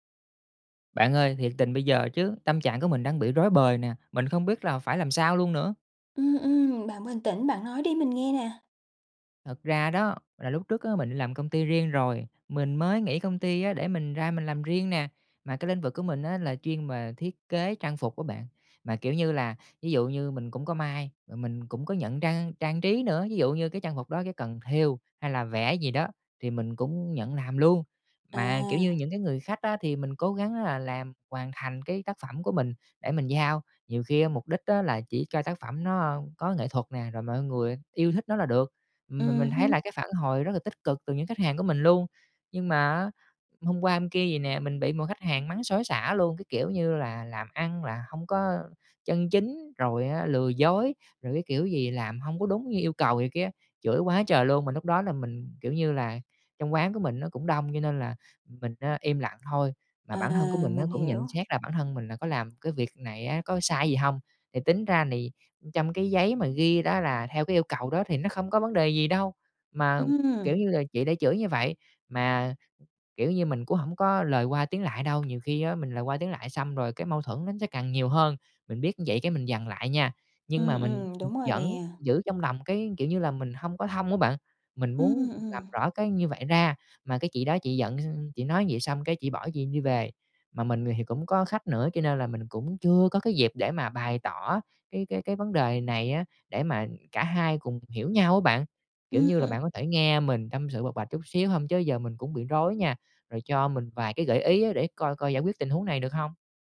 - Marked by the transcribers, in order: tapping; other background noise; unintelligible speech
- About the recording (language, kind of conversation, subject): Vietnamese, advice, Bạn đã nhận phản hồi gay gắt từ khách hàng như thế nào?